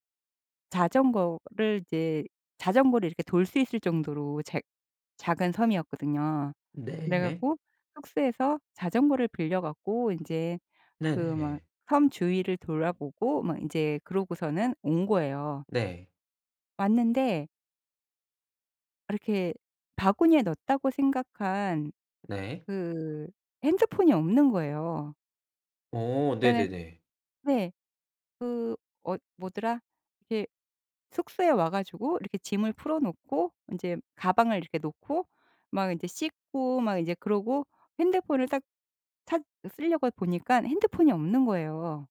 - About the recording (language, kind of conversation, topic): Korean, podcast, 짐을 분실해서 곤란했던 적이 있나요?
- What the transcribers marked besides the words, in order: tapping